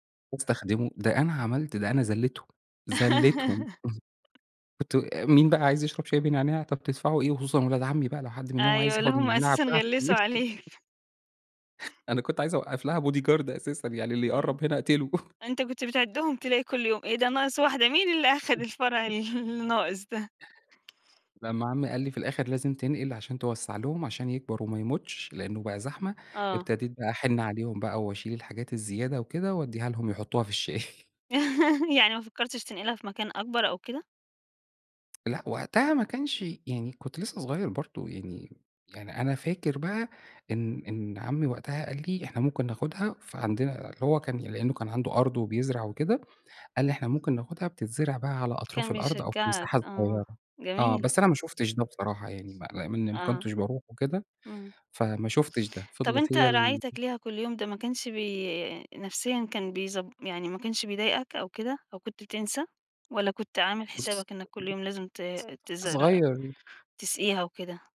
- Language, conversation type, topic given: Arabic, podcast, إيه اللي اتعلمته من رعاية نبتة؟
- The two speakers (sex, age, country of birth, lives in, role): female, 40-44, Egypt, Portugal, host; male, 40-44, Egypt, Egypt, guest
- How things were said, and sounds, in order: laugh; unintelligible speech; laughing while speaking: "عليك"; unintelligible speech; in English: "body guard"; chuckle; laughing while speaking: "مين اللي أخد الفرع ال الناقص ده"; unintelligible speech; tapping; chuckle; unintelligible speech; unintelligible speech